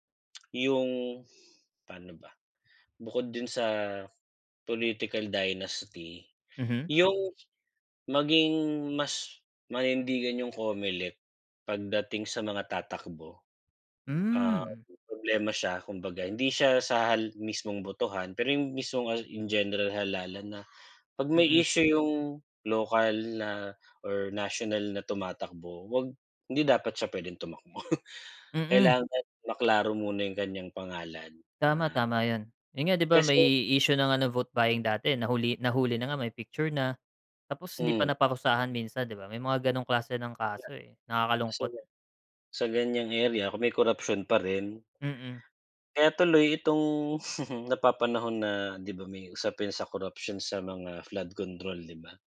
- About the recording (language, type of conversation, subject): Filipino, unstructured, Ano ang palagay mo sa sistema ng halalan sa bansa?
- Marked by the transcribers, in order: tapping; chuckle; unintelligible speech; chuckle